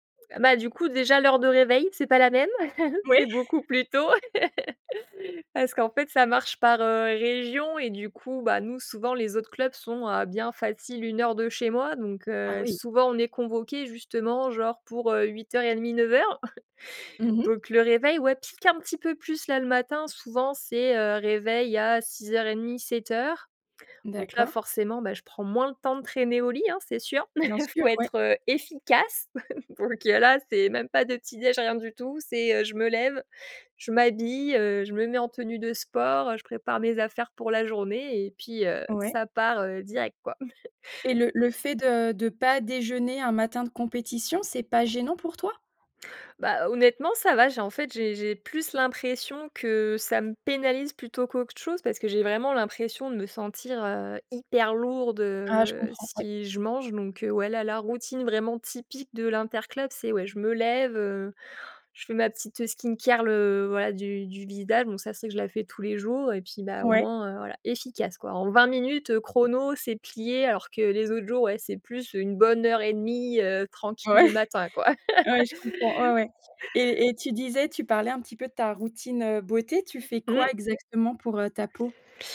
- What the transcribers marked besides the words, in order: laugh; other background noise; laugh; laugh; laugh; stressed: "efficace"; laugh; chuckle; tapping; stressed: "hyper"; in English: "skincare"; chuckle; laugh
- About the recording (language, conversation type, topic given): French, podcast, Quelle est ta routine du matin, et comment ça se passe chez toi ?